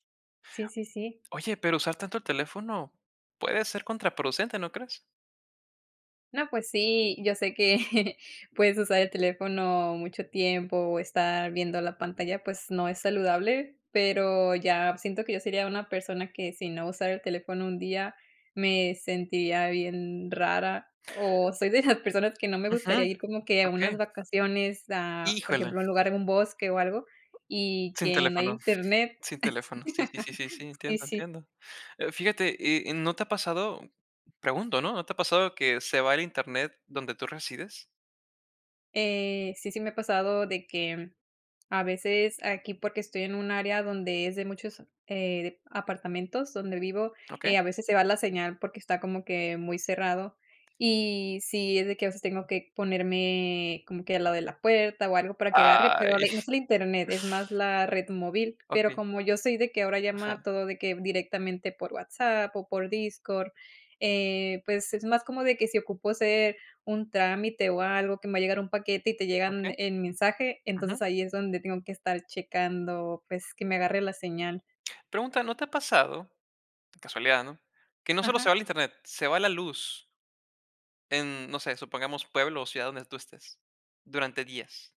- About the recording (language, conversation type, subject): Spanish, podcast, ¿Cómo usas el celular en tu día a día?
- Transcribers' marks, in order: chuckle; other background noise; laugh; drawn out: "Ay"